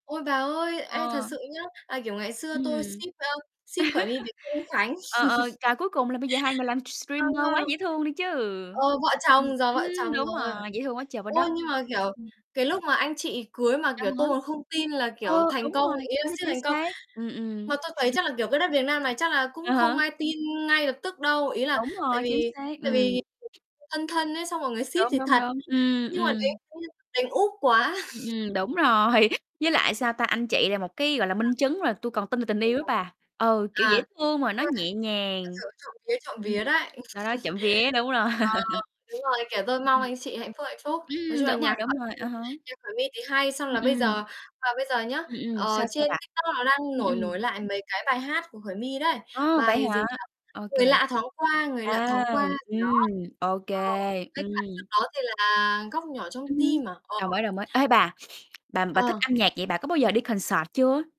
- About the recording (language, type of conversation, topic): Vietnamese, unstructured, Bạn thường nghe thể loại nhạc nào khi muốn thư giãn?
- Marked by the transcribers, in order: chuckle; in English: "ship"; in English: "ship"; distorted speech; chuckle; in English: "streamer"; other background noise; tapping; static; in English: "ship"; chuckle; in English: "ship"; unintelligible speech; chuckle; laughing while speaking: "rồi"; unintelligible speech; chuckle; laughing while speaking: "rồi"; chuckle; sniff; in English: "concert"